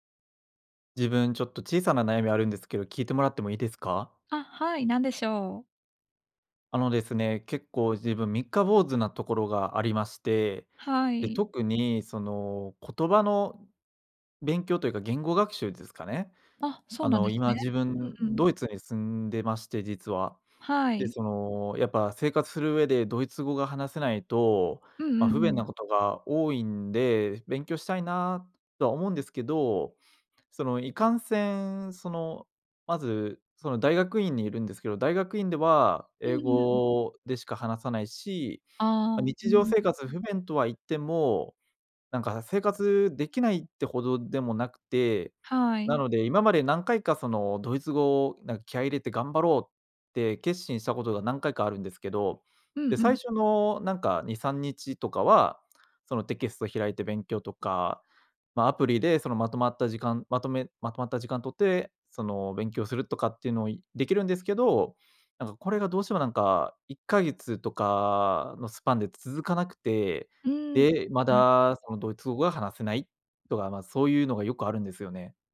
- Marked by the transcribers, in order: unintelligible speech
- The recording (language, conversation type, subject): Japanese, advice, 最初はやる気があるのにすぐ飽きてしまうのですが、どうすれば続けられますか？